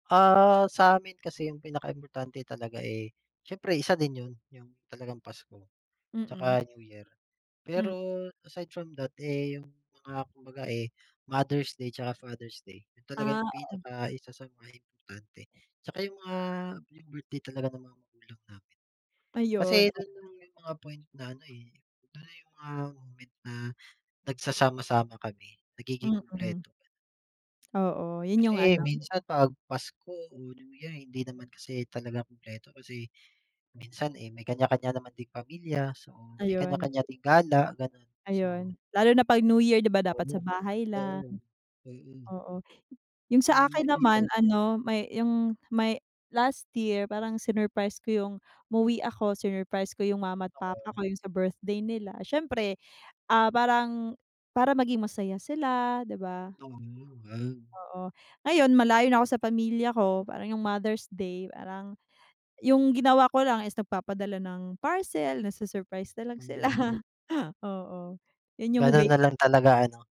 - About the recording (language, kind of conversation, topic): Filipino, unstructured, Paano mo inilalarawan ang iyong pamilya?
- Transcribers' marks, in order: laughing while speaking: "sila"